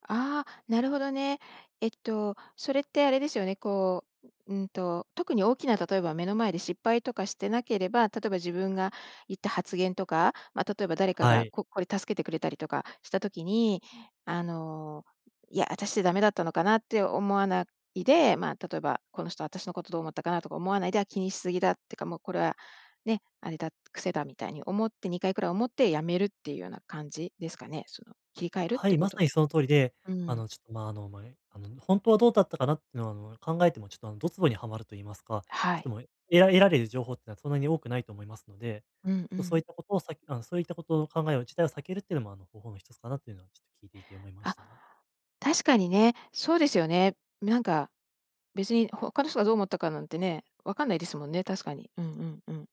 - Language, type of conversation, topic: Japanese, advice, 他人の評価を気にしすぎない練習
- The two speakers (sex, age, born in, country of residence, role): female, 55-59, Japan, United States, user; male, 20-24, Japan, Japan, advisor
- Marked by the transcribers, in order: none